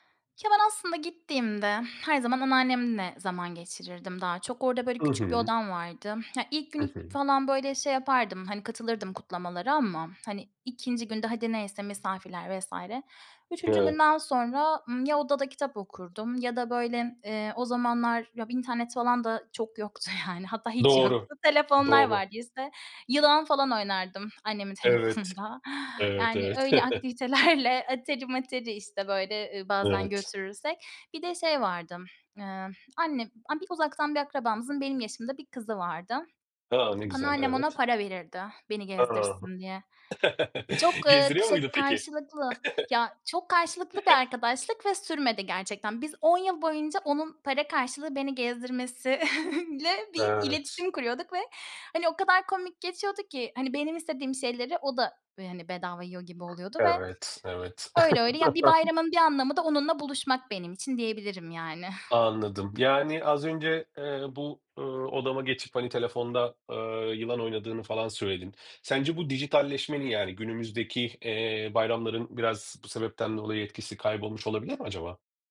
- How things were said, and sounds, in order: other background noise; laughing while speaking: "yani. Hatta hiç yoktu"; laughing while speaking: "annemin telefonunda"; chuckle; tapping; laughing while speaking: "aktivitelerle"; chuckle; chuckle; laughing while speaking: "gezdirmesiyle"; chuckle
- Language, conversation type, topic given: Turkish, podcast, Bayramlar ve kutlamalar senin için ne ifade ediyor?
- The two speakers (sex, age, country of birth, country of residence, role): female, 30-34, Turkey, Spain, guest; male, 40-44, Turkey, Romania, host